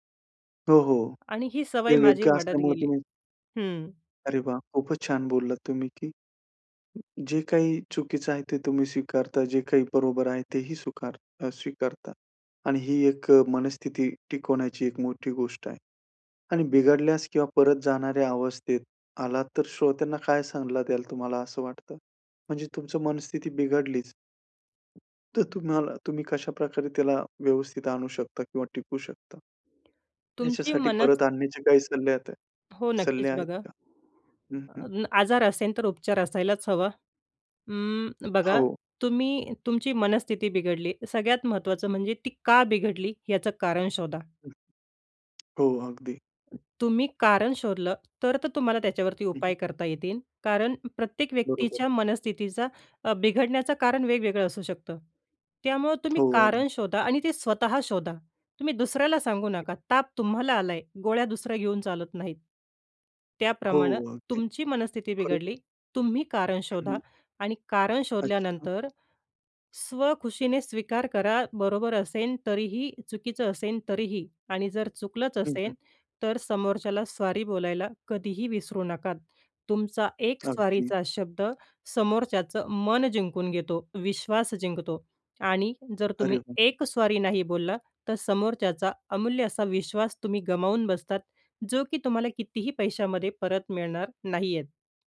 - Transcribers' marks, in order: other background noise; tapping
- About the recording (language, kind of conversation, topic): Marathi, podcast, मनःस्थिती टिकवण्यासाठी तुम्ही काय करता?